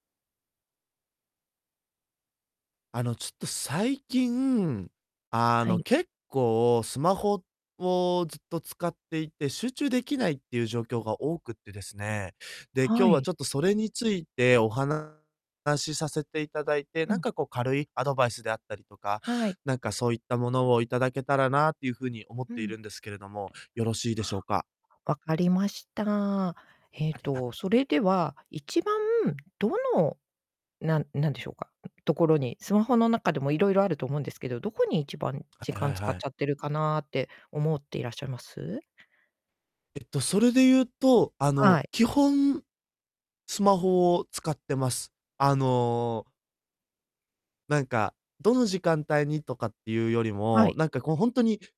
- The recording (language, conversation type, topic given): Japanese, advice, SNSやスマホをつい使いすぎて時間を浪費し、集中できないのはなぜですか？
- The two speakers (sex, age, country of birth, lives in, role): female, 55-59, Japan, Japan, advisor; male, 20-24, Japan, Japan, user
- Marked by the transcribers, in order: distorted speech